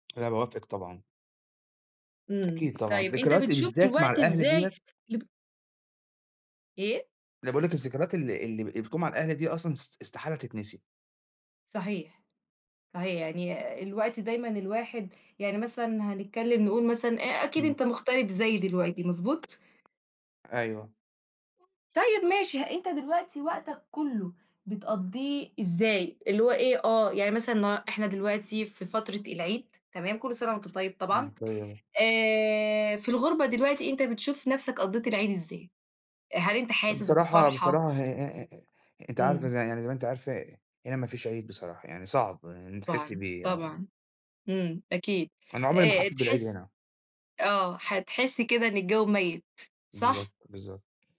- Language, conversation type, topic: Arabic, unstructured, إزاي تخلق ذكريات حلوة مع عيلتك؟
- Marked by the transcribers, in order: tapping; other background noise